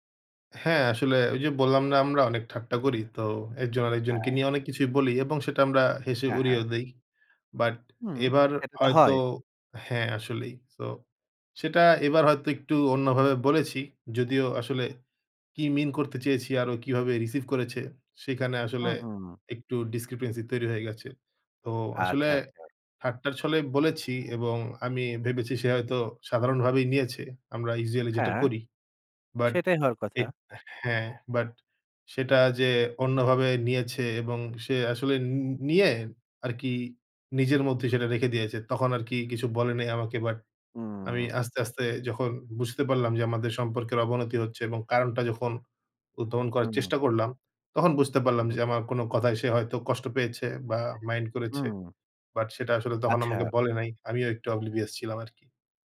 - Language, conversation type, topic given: Bengali, advice, টেক্সট বা ইমেইলে ভুল বোঝাবুঝি কীভাবে দূর করবেন?
- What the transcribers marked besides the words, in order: other background noise; in English: "mean"; in English: "discrepancy"; baby crying; in English: "usually"; in English: "oblivious"